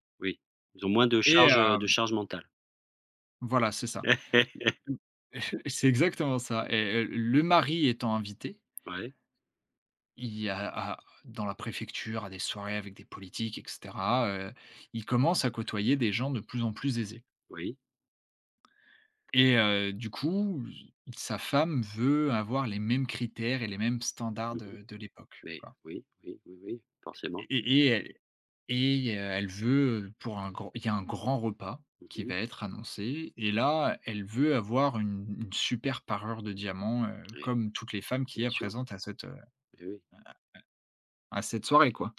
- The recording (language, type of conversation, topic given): French, podcast, Quel livre d’enfance t’a marqué pour toujours ?
- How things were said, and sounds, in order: laugh; chuckle; other background noise